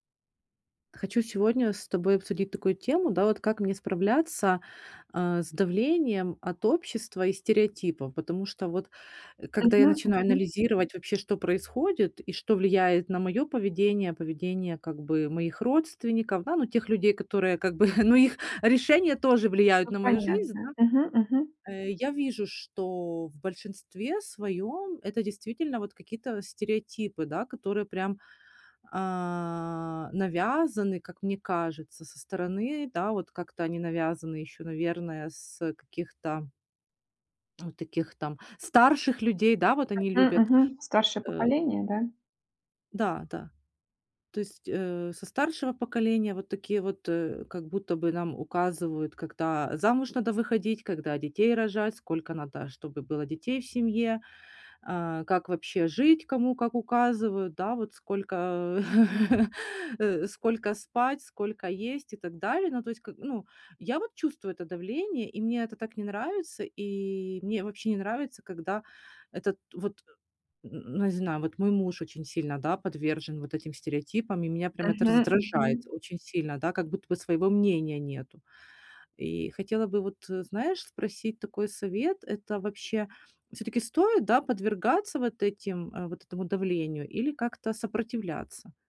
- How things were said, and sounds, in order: chuckle; chuckle
- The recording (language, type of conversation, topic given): Russian, advice, Как справляться с давлением со стороны общества и стереотипов?